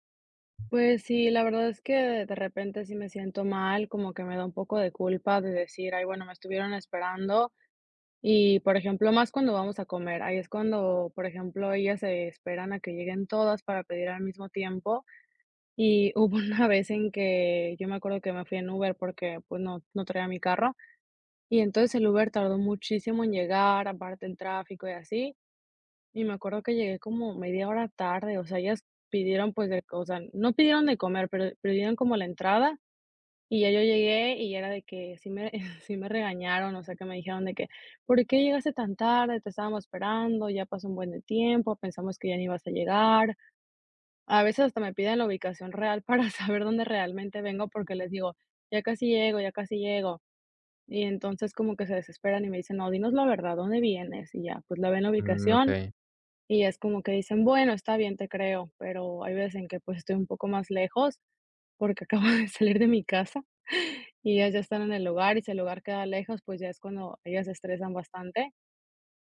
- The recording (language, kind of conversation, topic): Spanish, advice, ¿Cómo puedo dejar de llegar tarde con frecuencia a mis compromisos?
- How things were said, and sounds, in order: laughing while speaking: "una vez"; chuckle; laughing while speaking: "para saber"; laughing while speaking: "porque acabo de salir de mi casa"